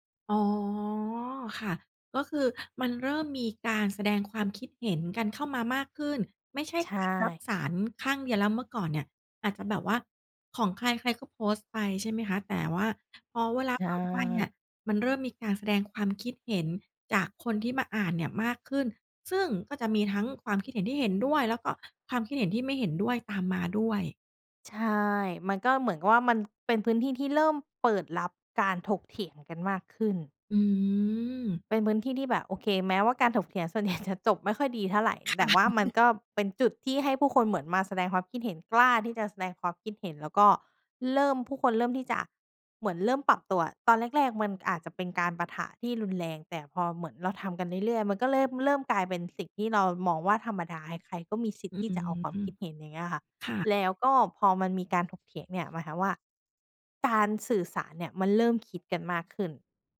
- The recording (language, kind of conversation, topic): Thai, podcast, สังคมออนไลน์เปลี่ยนความหมายของความสำเร็จอย่างไรบ้าง?
- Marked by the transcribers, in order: drawn out: "อ๋อ"; other background noise; drawn out: "อืม"; stressed: "กล้า"; stressed: "เริ่ม"